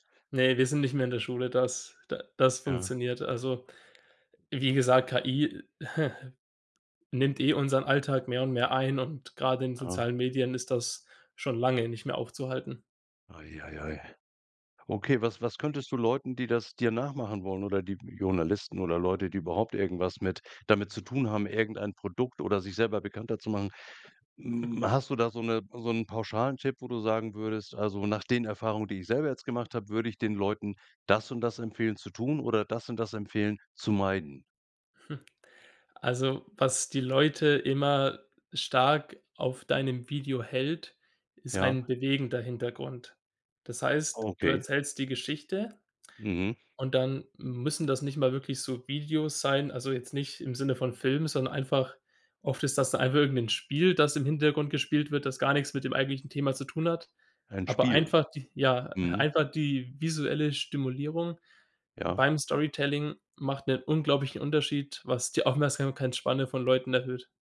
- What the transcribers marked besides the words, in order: chuckle; chuckle; chuckle
- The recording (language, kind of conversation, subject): German, podcast, Wie verändern soziale Medien die Art, wie Geschichten erzählt werden?